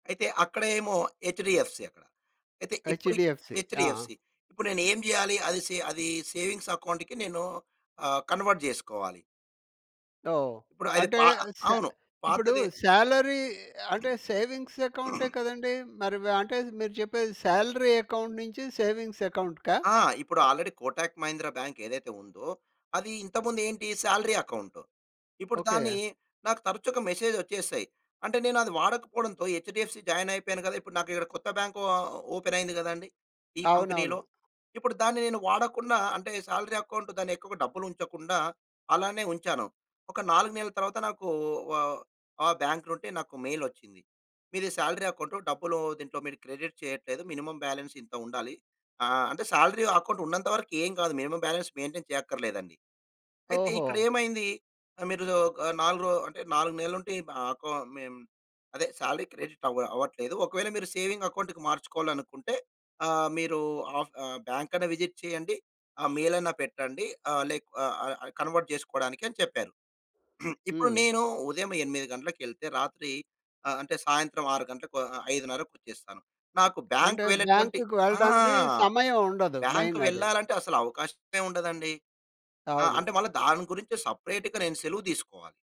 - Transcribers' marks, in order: in English: "ఎచ్‌డీఎఫ్‌సీ"; in English: "ఎచ్‌డీఎఫ్‌సీ"; in English: "ఎచ్‌డీఎఫ్‌సీ"; in English: "సేవింగ్స్ అకౌంట్‌కి"; in English: "కన్వర్ట్"; in English: "సాలరీ"; in English: "సేవింగ్స్ అకౌంటే"; throat clearing; in English: "సాలరీ అకౌంట్"; in English: "సేవింగ్స్ అకౌంట్‌కా?"; in English: "ఆల్‌రెడీ"; in English: "సాలరీ అకౌంట్"; in English: "మెసేజ్"; in English: "హెచ్‌డీఎఫ్‌సీ జాయిన్"; in English: "బ్యాంక్ అకౌంట్"; in English: "ఓపెన్"; in English: "కంపెనీలో"; in English: "సాలరీ అకౌంట్"; in English: "బ్యాంక్‌లో"; in English: "మెయిల్"; in English: "సాలరీ అకౌంట్"; in English: "క్రెడిట్"; in English: "మినిమమ్ బ్యాలెన్స్"; in English: "సాలరీ అకౌంట్"; in English: "మినిమమ్ బ్యాలెన్స్ మెయింటైన్"; in English: "సాలరీ క్రెడిట్"; in English: "సేవింగ్ అకౌంట్‌కి"; in English: "బ్యాంక్‌ని విజిట్"; in English: "కన్వర్ట్"; throat clearing; in English: "బ్యాంక్‌కి"; in English: "బ్యాంక్"; in English: "మెయిన్"; in English: "బ్యాంక్"; in English: "సెపరేట్‌గా"
- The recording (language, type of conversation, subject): Telugu, podcast, ఫోన్ లేకపోతే మీరు ఎలా అనుభూతి చెందుతారు?